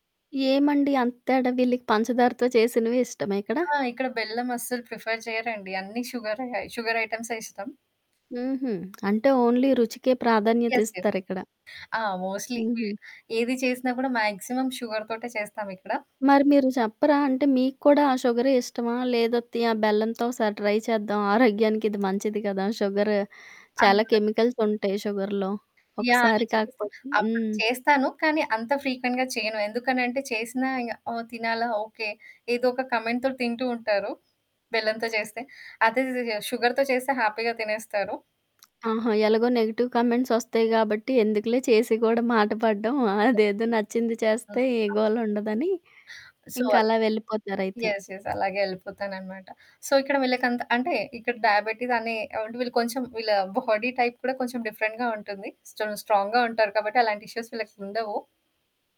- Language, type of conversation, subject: Telugu, podcast, ఒంటరిగా ఉండటం మీకు భయం కలిగిస్తుందా, లేక ప్రశాంతతనిస్తుందా?
- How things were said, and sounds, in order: static; in English: "ప్రిఫర్"; in English: "షుగర్ ఐటమ్స్"; in English: "ఓన్లీ"; in English: "యెస్, యస్"; in English: "మోస్ట్‌లీ"; in English: "మాక్సిమం షుగర్"; other background noise; in English: "ట్రై"; in English: "కెమికల్స్"; in English: "షుగర్‌లో"; in English: "ఫ్రీక్వెంట్‌గా"; in English: "కమెంట్‌తో"; tapping; in English: "షుగర్‌తో"; in English: "హ్యాపీగా"; in English: "నెగెటివ్ కమెంట్స్"; unintelligible speech; distorted speech; in English: "సో"; in English: "యెస్. యెస్"; in English: "సో"; in English: "డయాబెటీస్"; in English: "బాడీ టైప్"; in English: "డిఫరెంట్‌గా"; in English: "స్ట్రాంగ్‌గా"; in English: "ఇష్యూస్"